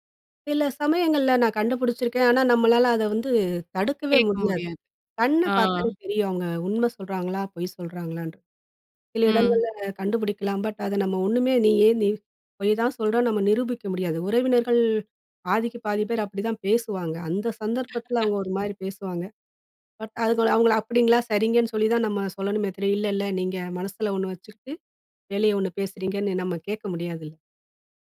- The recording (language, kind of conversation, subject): Tamil, podcast, அன்பை வெளிப்படுத்தும்போது சொற்களையா, செய்கைகளையா—எதையே நீங்கள் அதிகம் நம்புவீர்கள்?
- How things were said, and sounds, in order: other background noise; unintelligible speech; tapping